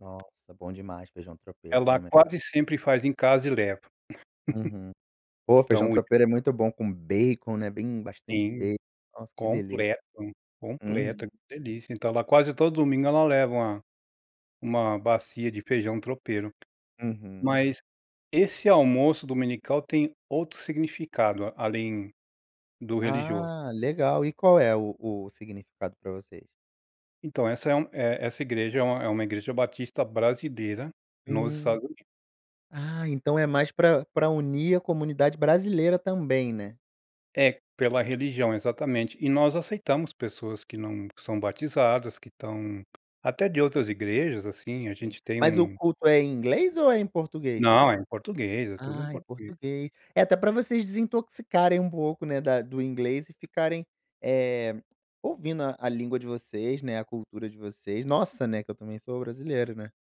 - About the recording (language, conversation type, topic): Portuguese, podcast, Como a comida une as pessoas na sua comunidade?
- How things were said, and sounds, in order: giggle; tapping